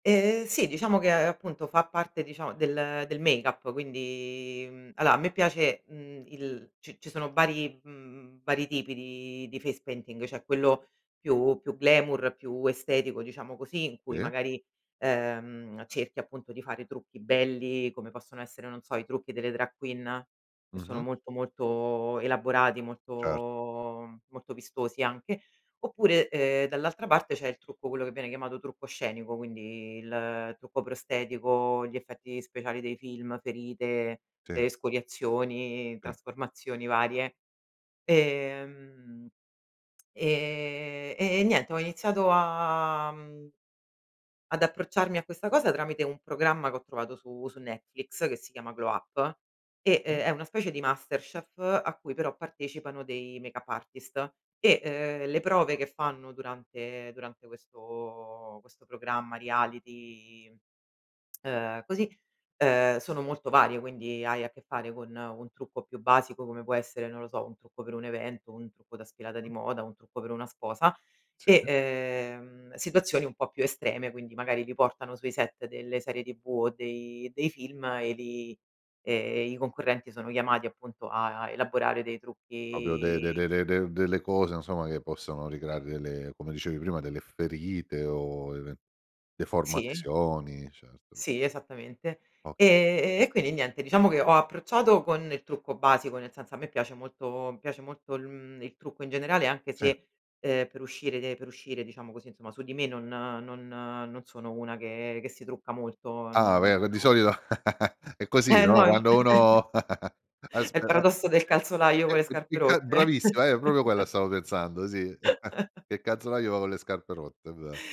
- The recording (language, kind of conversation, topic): Italian, podcast, Qual è un hobby che ti dà grande soddisfazione e perché?
- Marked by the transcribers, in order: drawn out: "quindi"; "allora" said as "aloa"; in English: "face painting"; drawn out: "molto"; drawn out: "a"; in English: "make-up artist"; drawn out: "questo"; "Proprio" said as "propio"; drawn out: "trucchi"; "insomma" said as "insoma"; chuckle; unintelligible speech; "proprio" said as "propio"; chuckle